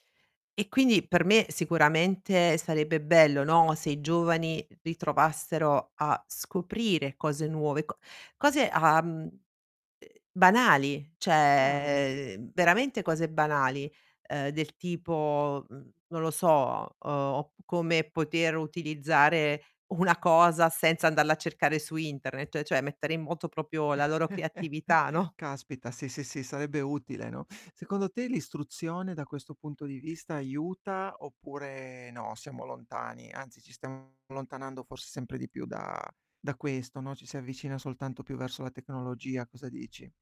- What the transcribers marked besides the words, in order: drawn out: "uhm"; drawn out: "cioè"; chuckle; distorted speech
- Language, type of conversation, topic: Italian, podcast, Che cosa ti dà davvero gioia quando scopri qualcosa di nuovo?